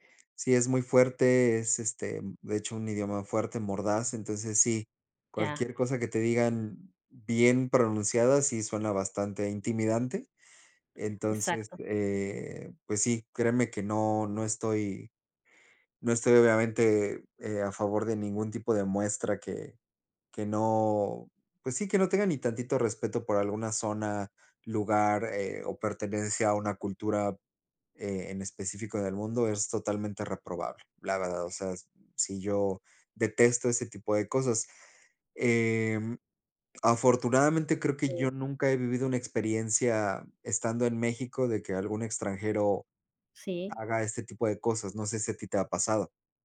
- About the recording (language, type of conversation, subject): Spanish, unstructured, ¿qué opinas de los turistas que no respetan las culturas locales?
- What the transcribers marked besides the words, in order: none